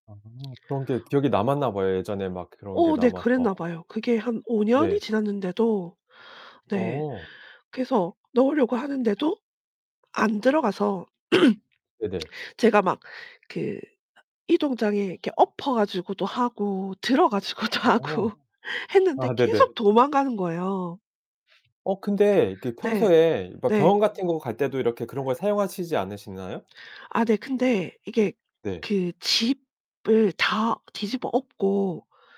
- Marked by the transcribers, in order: distorted speech; other background noise; background speech; throat clearing; laughing while speaking: "가지고도 하고"
- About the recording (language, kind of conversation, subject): Korean, podcast, 반려동물과 함께한 평범한 순간이 특별하게 느껴지는 이유는 무엇인가요?